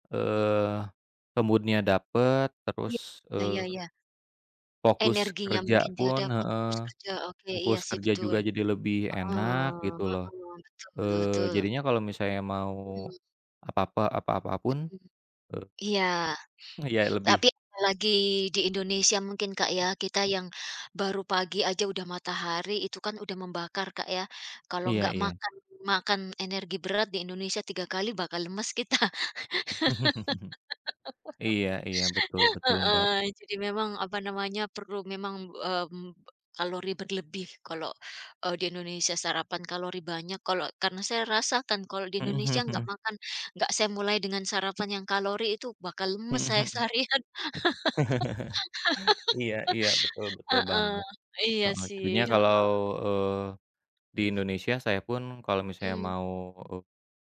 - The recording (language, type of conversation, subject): Indonesian, unstructured, Apa makanan sarapan favorit kamu, dan kenapa?
- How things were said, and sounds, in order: other background noise; in English: "mood-nya"; tapping; chuckle; laugh; chuckle; laugh